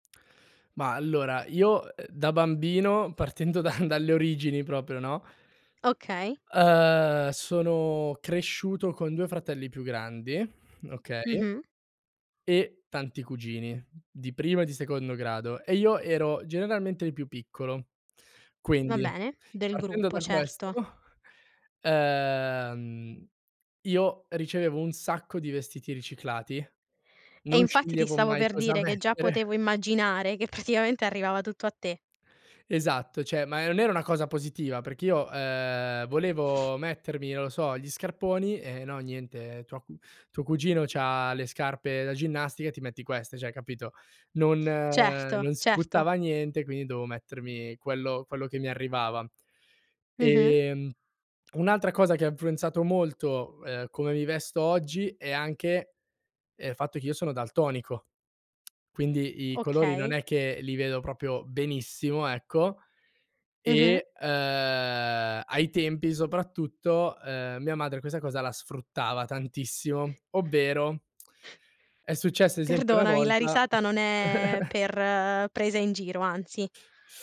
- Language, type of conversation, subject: Italian, podcast, Come influisce il tuo stile sul tuo umore quotidiano?
- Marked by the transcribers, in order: laughing while speaking: "da"; drawn out: "Ehm"; other background noise; tapping; laughing while speaking: "questo"; laughing while speaking: "mettere"; laughing while speaking: "che praticamente"; "cioè" said as "ceh"; "cioè" said as "ceh"; "proprio" said as "propio"; drawn out: "ehm"; drawn out: "è"; chuckle